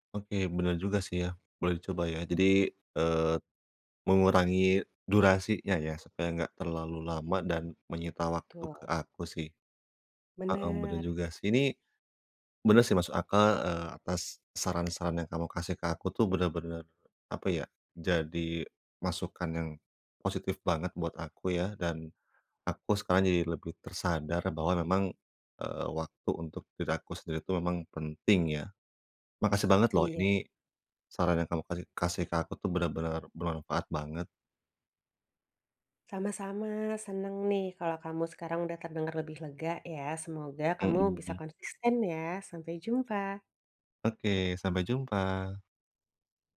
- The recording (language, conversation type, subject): Indonesian, advice, Bagaimana cara belajar bersantai tanpa merasa bersalah dan tanpa terpaku pada tuntutan untuk selalu produktif?
- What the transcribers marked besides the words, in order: tapping